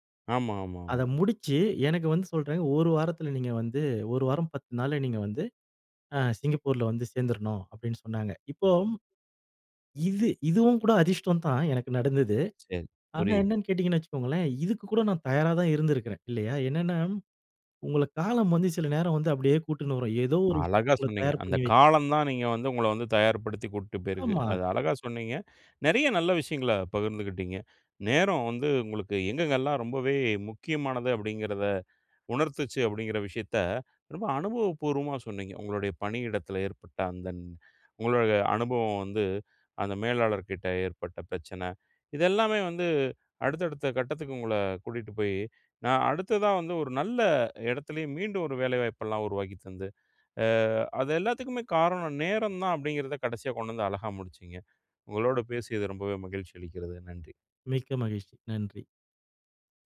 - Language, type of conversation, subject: Tamil, podcast, நேரமும் அதிர்ஷ்டமும்—உங்கள் வாழ்க்கையில் எது அதிகம் பாதிப்பதாக நீங்கள் நினைக்கிறீர்கள்?
- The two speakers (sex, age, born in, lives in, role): male, 40-44, India, India, guest; male, 40-44, India, India, host
- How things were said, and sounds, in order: drawn out: "ஆ"